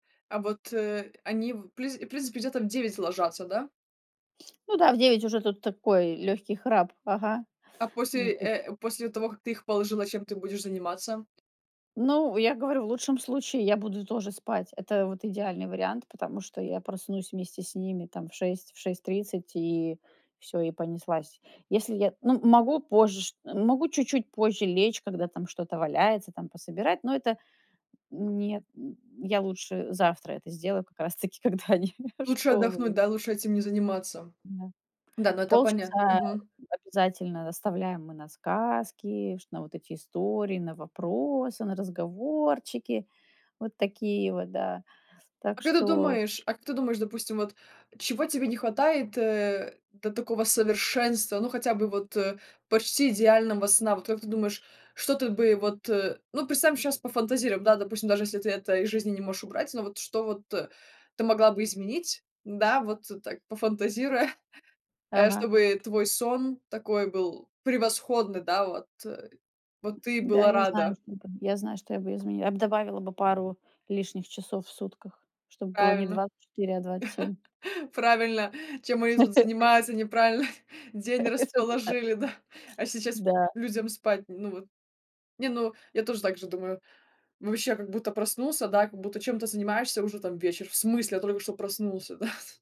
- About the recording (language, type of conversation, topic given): Russian, podcast, Какой у тебя подход к хорошему ночному сну?
- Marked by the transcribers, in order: tapping; other noise; laughing while speaking: "как раз таки, когда они в школу уй"; other background noise; chuckle; chuckle; chuckle; chuckle